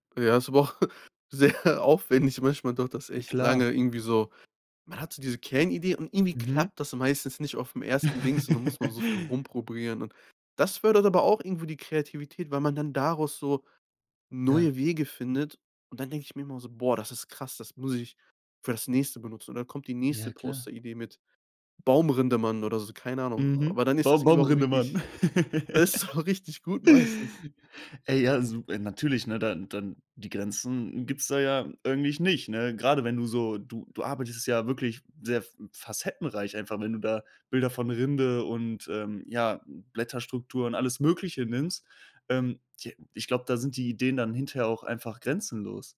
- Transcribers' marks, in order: chuckle; laughing while speaking: "sehr aufwändig"; laugh; laughing while speaking: "da ist aber richtig gut meistens"; laugh
- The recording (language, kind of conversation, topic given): German, podcast, Welche kleinen Schritte können deine Kreativität fördern?